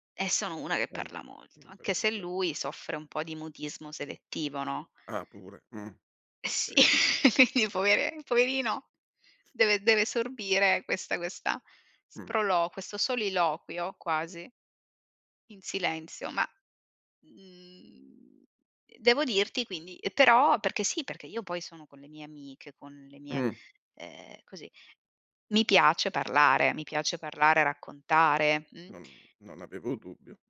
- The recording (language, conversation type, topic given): Italian, podcast, Quali segnali ti fanno capire che stai per arrivare al burnout sul lavoro?
- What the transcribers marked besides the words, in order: laugh; other background noise